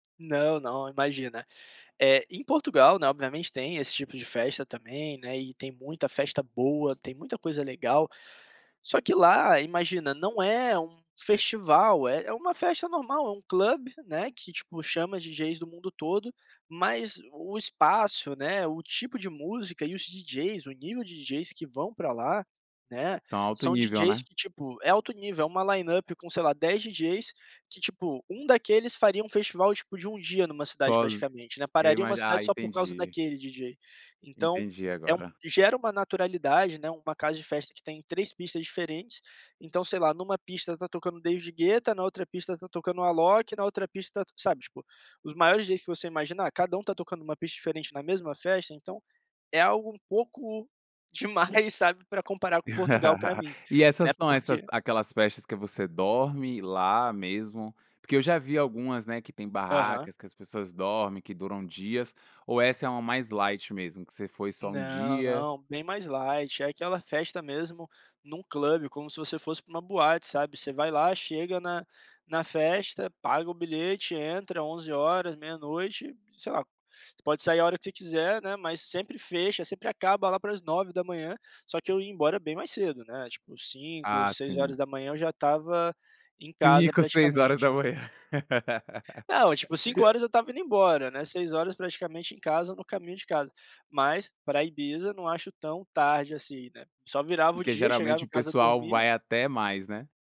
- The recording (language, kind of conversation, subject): Portuguese, podcast, Como o acesso à internet mudou sua forma de ouvir música?
- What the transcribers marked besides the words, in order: in English: "club"; in English: "line up"; unintelligible speech; laugh; put-on voice: "club"; laugh